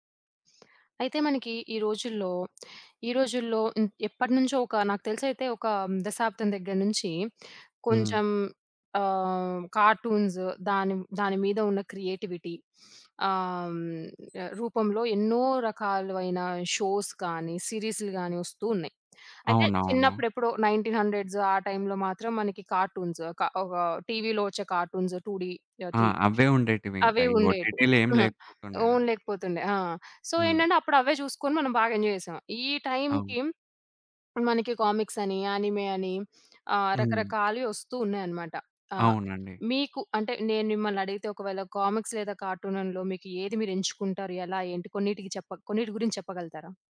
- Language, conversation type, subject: Telugu, podcast, కామిక్స్ లేదా కార్టూన్‌లలో మీకు ఏది ఎక్కువగా నచ్చింది?
- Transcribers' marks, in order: other background noise; in English: "కార్టూన్స్"; in English: "క్రియేటివిటీ"; sniff; in English: "షోస్"; in English: "నైన్టీన్ హండ్రెడ్స్"; in English: "కార్టూన్స్"; in English: "కార్టూన్స్ టు డీ"; in English: "త్రీ"; giggle; in English: "ఓన్"; in English: "ఓటీటీలేం"; in English: "సో"; in English: "ఎంజాయ్"; in English: "యానిమే"; in English: "కామిక్స్"